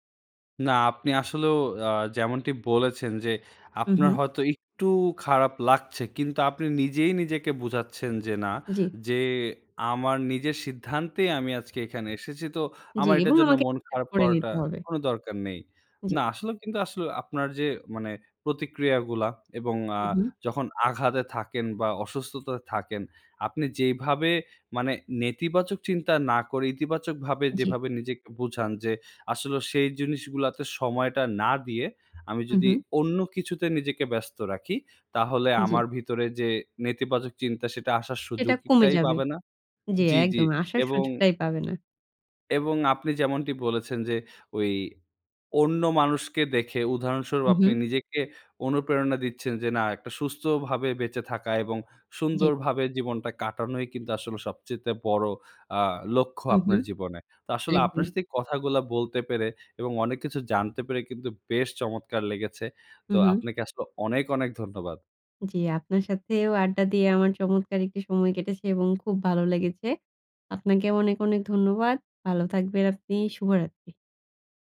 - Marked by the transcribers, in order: unintelligible speech; tapping
- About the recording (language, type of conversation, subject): Bengali, podcast, আঘাত বা অসুস্থতার পর মনকে কীভাবে চাঙ্গা রাখেন?